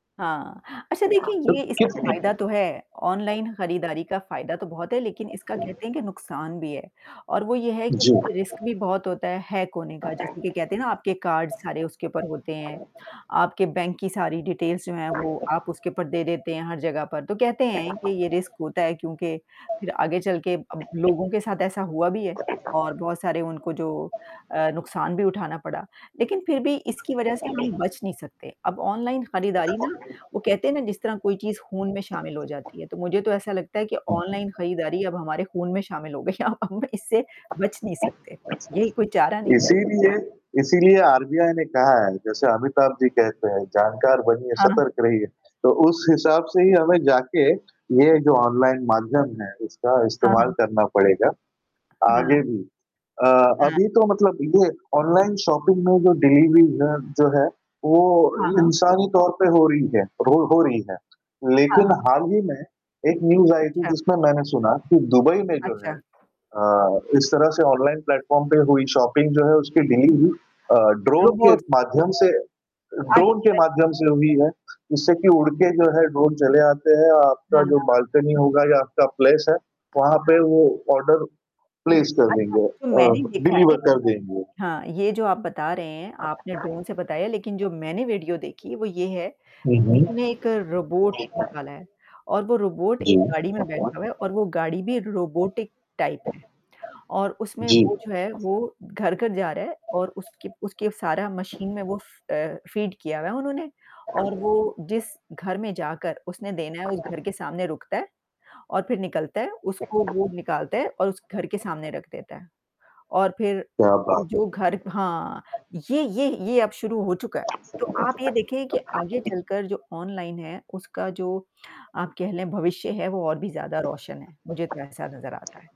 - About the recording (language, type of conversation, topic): Hindi, unstructured, क्या आपको लगता है कि ऑनलाइन खरीदारी ने आपकी खरीदारी की आदतों में बदलाव किया है?
- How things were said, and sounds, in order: static; distorted speech; other background noise; in English: "रिस्क"; in English: "हैक"; in English: "डिटेल्स"; in English: "रिस्क"; laughing while speaking: "है अब इससे"; tapping; in English: "शॉपिंग"; in English: "डिलीवरी"; in English: "न्यूज़"; in English: "प्लेटफॉर्म"; in English: "शॉपिंग"; in English: "डिलीवरी"; in English: "प्लेस"; in English: "ऑर्डर प्लेस"; in English: "डिलीवर"; mechanical hum; in English: "रोबोटिक टाइप"; in English: "फ़ीड"